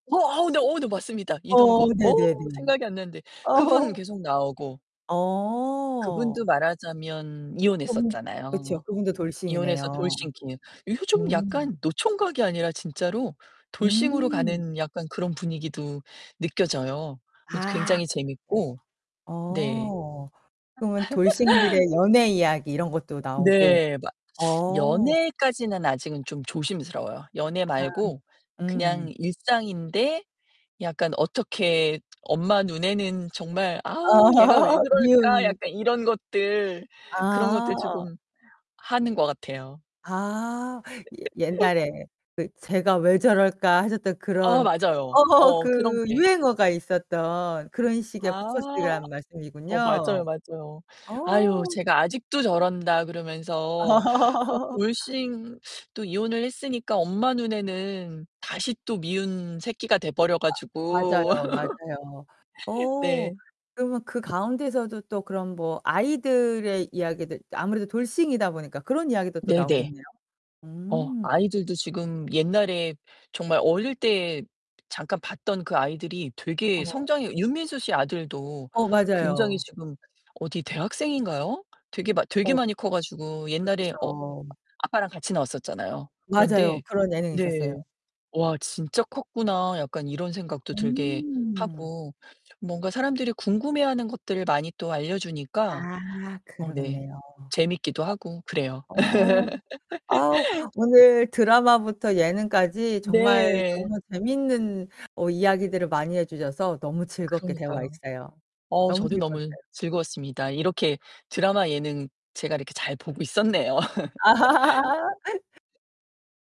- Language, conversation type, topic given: Korean, podcast, 요즘 자주 보는 드라마나 예능 프로그램이 뭐예요?
- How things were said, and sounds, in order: distorted speech; laughing while speaking: "어"; laugh; laughing while speaking: "아"; laugh; laughing while speaking: "어"; laugh; chuckle; static; laugh; laugh; chuckle; other background noise